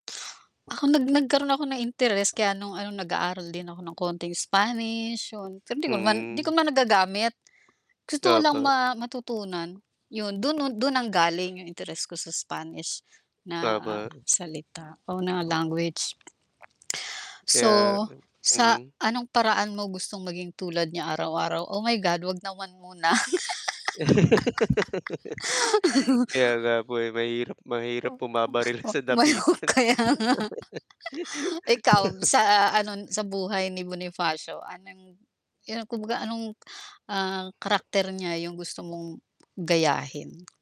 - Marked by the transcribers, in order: static; tapping; laugh; chuckle; laughing while speaking: "Kaya nga"; laugh
- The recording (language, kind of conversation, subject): Filipino, unstructured, Ano ang kuwento ng isang bayani na nagbibigay-inspirasyon sa iyo?